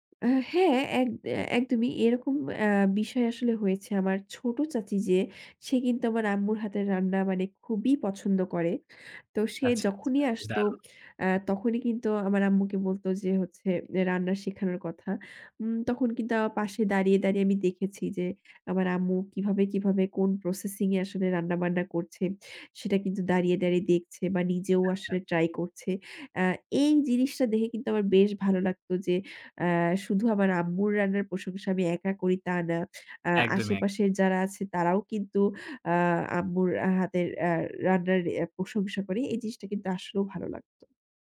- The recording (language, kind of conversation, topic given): Bengali, podcast, তোমাদের বাড়ির সবচেয়ে পছন্দের রেসিপি কোনটি?
- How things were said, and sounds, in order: none